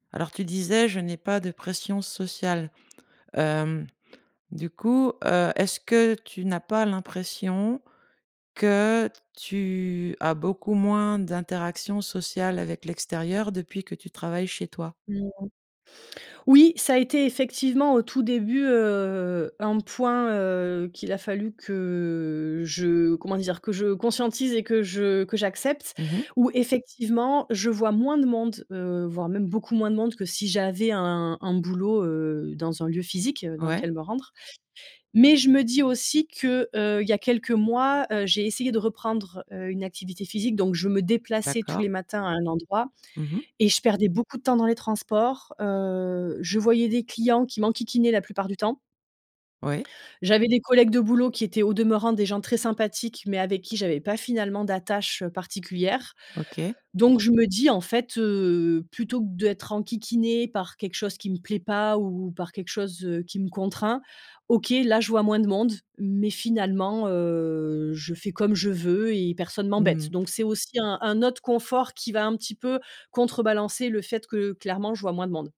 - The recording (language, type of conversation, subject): French, podcast, Comment trouves-tu l’équilibre entre ta vie professionnelle et ta vie personnelle ?
- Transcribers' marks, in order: drawn out: "que"; drawn out: "heu"